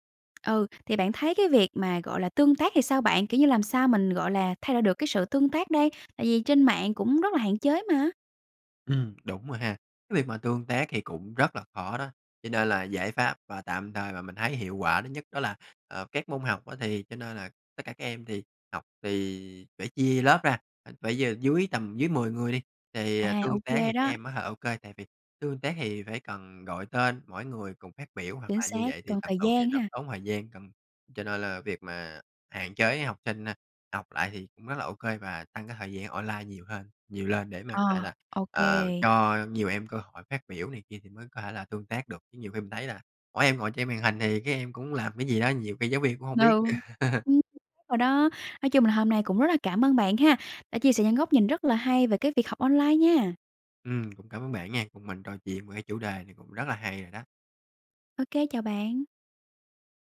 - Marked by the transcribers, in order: tapping; unintelligible speech; unintelligible speech; laugh
- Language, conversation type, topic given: Vietnamese, podcast, Bạn nghĩ sao về việc học trực tuyến thay vì đến lớp?